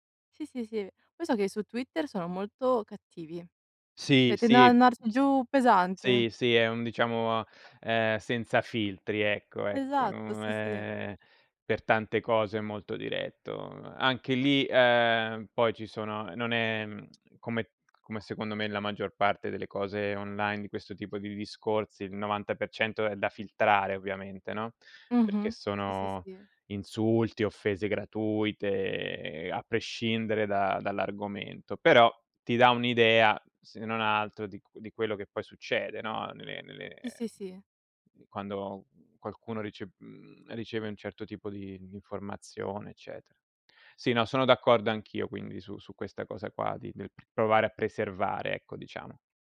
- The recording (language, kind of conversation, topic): Italian, unstructured, Pensi che la censura possa essere giustificata nelle notizie?
- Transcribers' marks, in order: "Cioè" said as "ceh"; other background noise; tapping; tsk